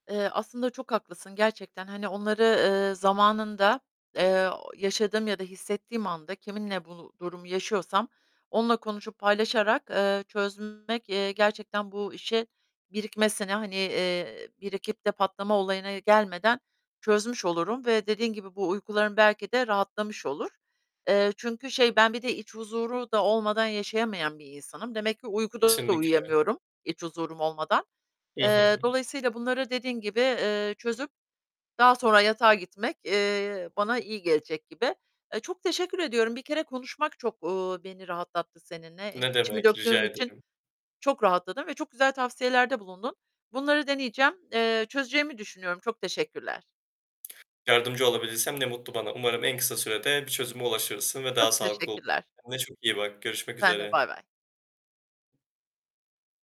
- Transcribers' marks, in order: other background noise; tapping; distorted speech; static; unintelligible speech
- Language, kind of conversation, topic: Turkish, advice, Gece kaygısı yaşayıp sürekli kötü düşüncelerle uyanmamın sebebi ne olabilir?